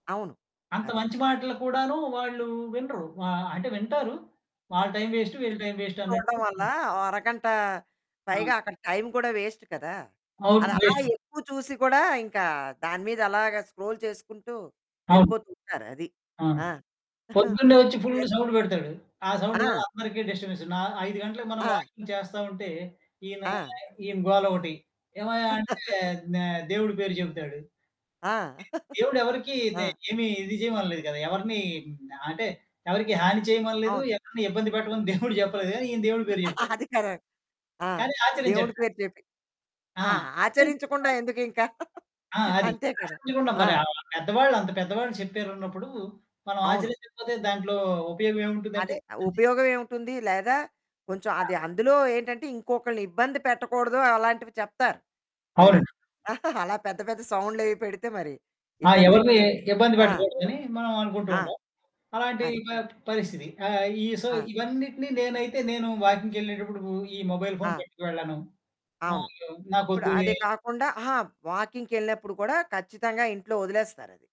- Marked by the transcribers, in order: distorted speech; in English: "వేస్ట్"; in English: "స్క్రోల్"; chuckle; in English: "సౌండ్"; in English: "సౌండ్"; in English: "డిస్టర్బెన్స్"; in English: "వాకింగ్"; chuckle; other background noise; giggle; laughing while speaking: "దేవుడు"; laughing while speaking: "అది కరా"; unintelligible speech; chuckle; unintelligible speech; chuckle; in English: "సో"; in English: "వాకింగ్‌కెళ్ళేటప్పుడు"; in English: "మొబైల్"; unintelligible speech; in English: "వాకింగ్‌కెళ్ళినప్పుడు"
- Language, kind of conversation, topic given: Telugu, podcast, ఆన్‌లైన్‌లో గడిపే సమయం, నిజజీవితానికి కేటాయించే సమయాన్ని ఎలా సమతుల్యం చేసుకోవాలి?